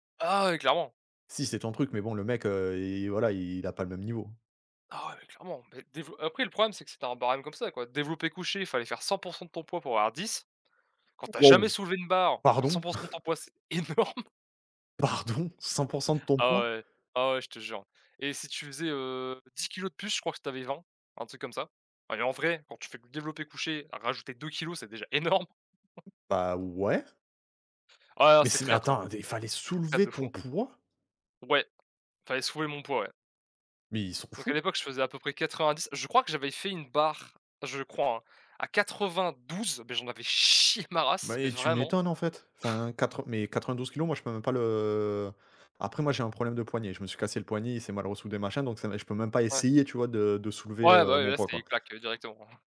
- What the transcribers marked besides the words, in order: other background noise; chuckle; laughing while speaking: "énorme"; surprised: "Pardon ? cent pour cent de ton poids ?"; laughing while speaking: "énorme"; chuckle; stressed: "poids"; tapping; stressed: "chié"; chuckle
- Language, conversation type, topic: French, unstructured, Comment le sport peut-il changer ta confiance en toi ?